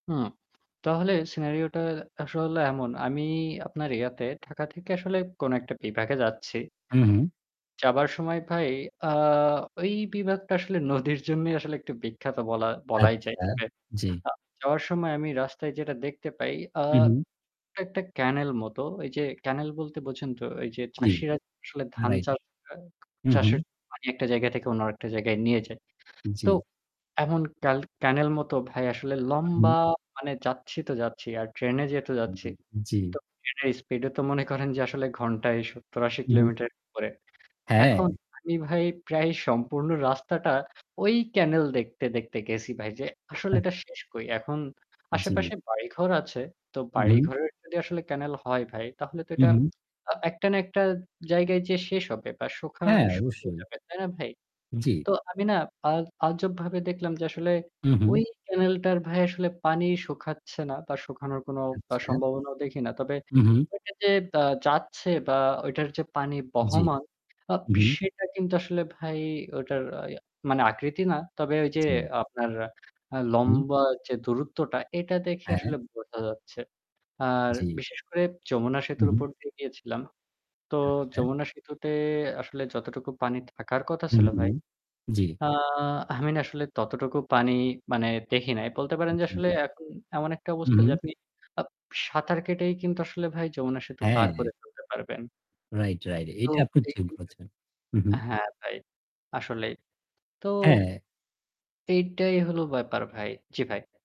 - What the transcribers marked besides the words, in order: other background noise; static; "বিভাগটা" said as "বিবাগটা"; distorted speech; drawn out: "লম্বা"; other noise; unintelligible speech
- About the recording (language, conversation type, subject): Bengali, unstructured, নদী দূষণ কেন বন্ধ করা যাচ্ছে না?